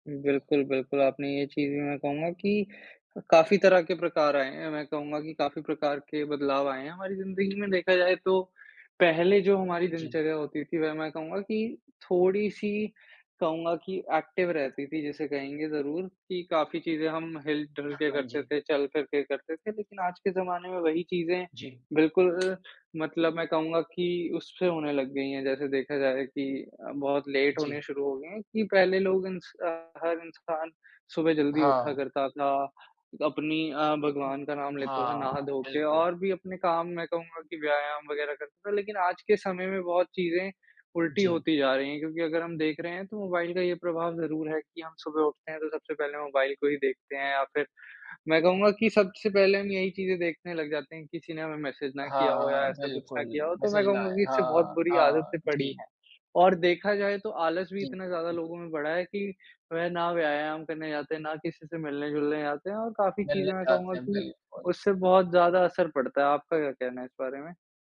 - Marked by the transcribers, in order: in English: "एक्टिव"; other background noise; tapping; in English: "लेट"
- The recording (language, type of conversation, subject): Hindi, unstructured, आपके हिसाब से मोबाइल फोन ने हमारी ज़िंदगी को कैसे बेहतर बनाया है?